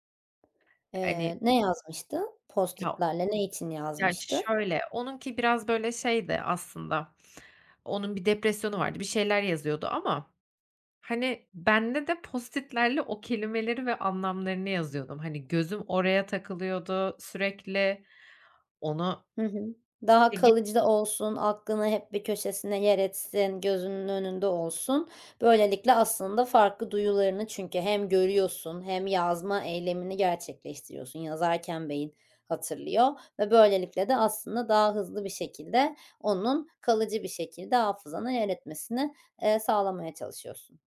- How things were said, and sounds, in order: other background noise; unintelligible speech
- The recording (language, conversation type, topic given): Turkish, podcast, Kendi kendine öğrenmeyi nasıl öğrendin, ipuçların neler?